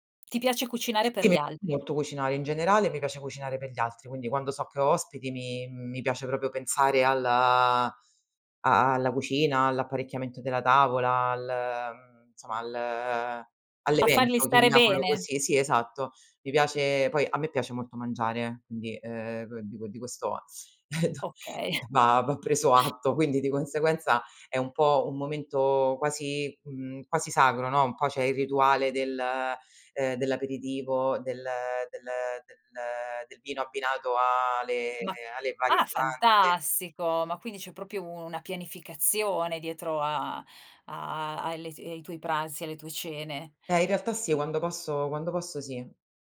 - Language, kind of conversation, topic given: Italian, podcast, Che significato ha per te condividere un pasto?
- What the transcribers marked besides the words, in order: "proprio" said as "propio"; chuckle; other background noise; tapping; "proprio" said as "propio"; "pranzi" said as "pransi"